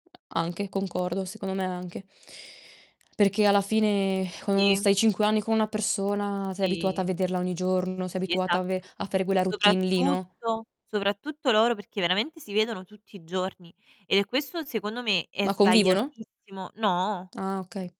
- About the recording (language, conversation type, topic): Italian, unstructured, Come fai a capire se una relazione è tossica?
- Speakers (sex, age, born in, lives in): female, 20-24, Italy, Italy; female, 25-29, Italy, Italy
- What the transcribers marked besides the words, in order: distorted speech; static; mechanical hum; tapping